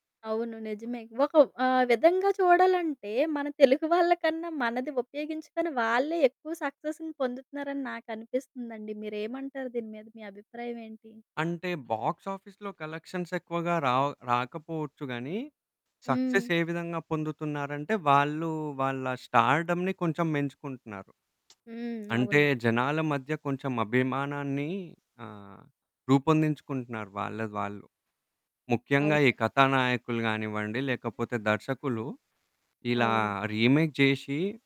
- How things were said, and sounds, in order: in English: "సక్సెస్‌ని"; other background noise; in English: "బాక్స్ ఆఫీస్‌లో"; in English: "సక్సెస్"; in English: "స్టార్డమ్‌ని"; lip smack; static; in English: "రీమేక్"
- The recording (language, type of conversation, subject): Telugu, podcast, సినిమా రీమేక్‌లు నిజంగా అవసరమా, లేక అవి సినిమాల విలువను తగ్గిస్తాయా?